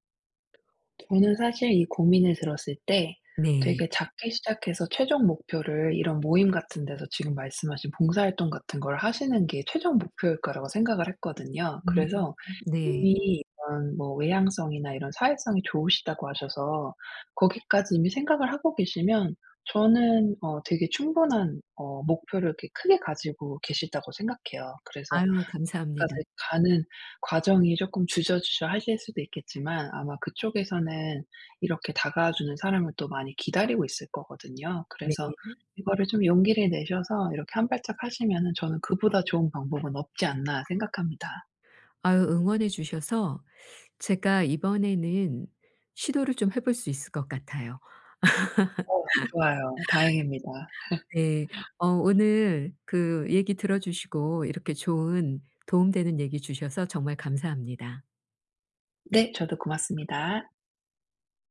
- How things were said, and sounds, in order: tapping; other background noise; laugh; laugh
- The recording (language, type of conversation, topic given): Korean, advice, 지역사회에 참여해 소속감을 느끼려면 어떻게 해야 하나요?